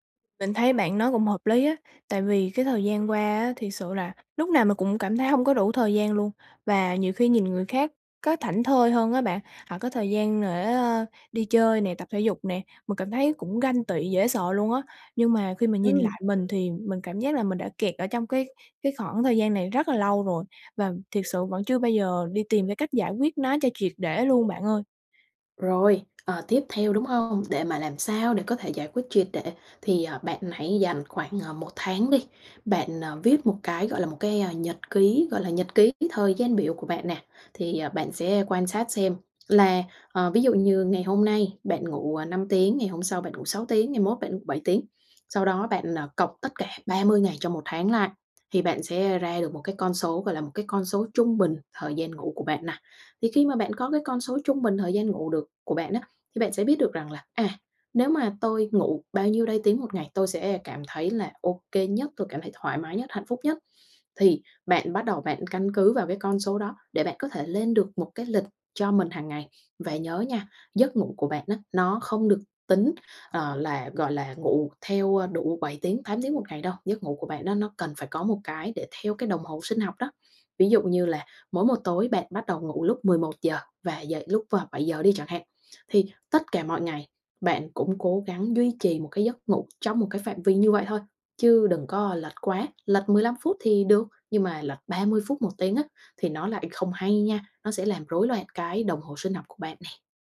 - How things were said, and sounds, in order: other background noise; tapping
- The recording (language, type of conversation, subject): Vietnamese, advice, Làm sao để không còn cảm thấy vội vàng và thiếu thời gian vào mỗi buổi sáng?